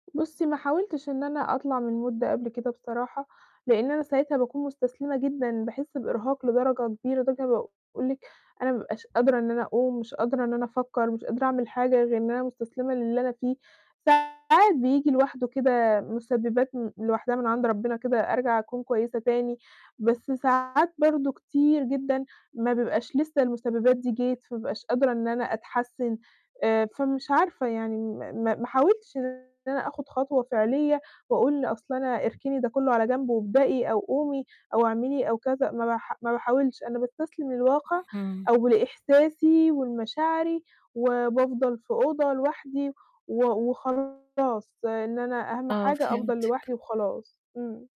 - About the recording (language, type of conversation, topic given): Arabic, advice, إيه الخطوات الصغيرة اللي أقدر أبدأ بيها دلوقتي عشان أرجّع توازني النفسي؟
- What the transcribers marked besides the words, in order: in English: "الmood"; distorted speech; mechanical hum; tapping